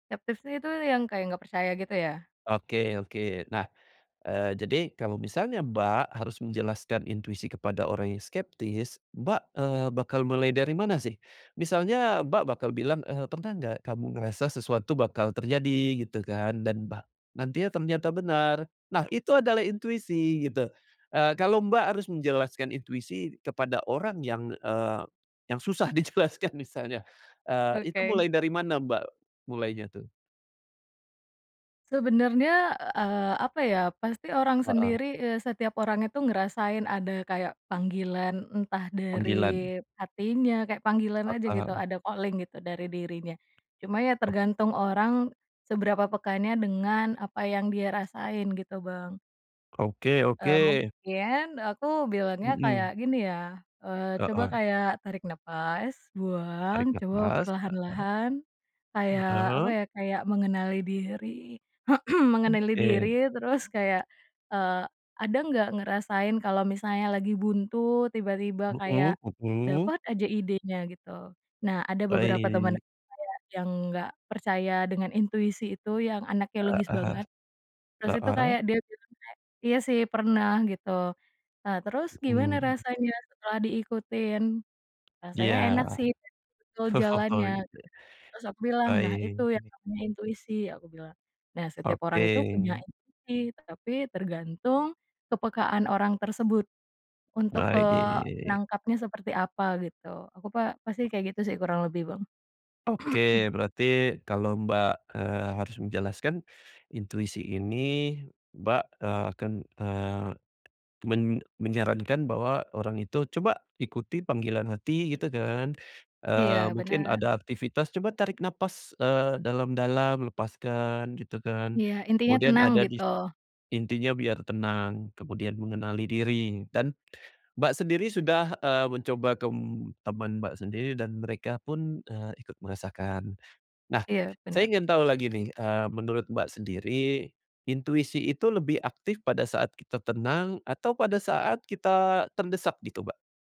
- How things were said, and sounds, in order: laughing while speaking: "dijelaskan"; tapping; in English: "calling"; other background noise; throat clearing; laughing while speaking: "Oh"; "Baik" said as "baigik"; throat clearing
- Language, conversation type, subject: Indonesian, podcast, Bagaimana pengalamanmu menunjukkan bahwa intuisi bisa dilatih?